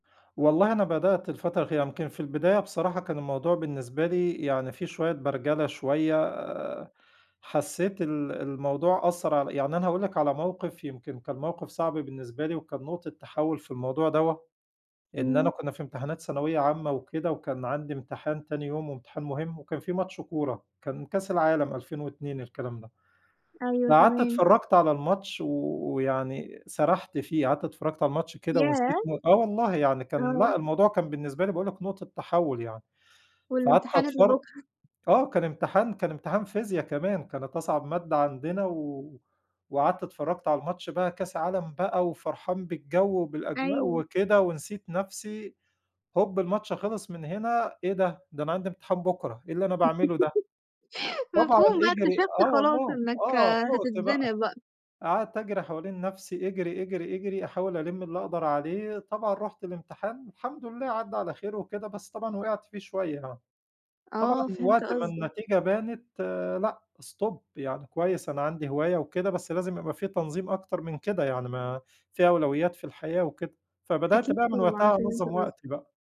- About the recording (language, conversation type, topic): Arabic, podcast, إزاي بتنظم وقتك عشان تلحق تمارس هوايتك؟
- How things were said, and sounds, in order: tapping; laugh; in English: "stop"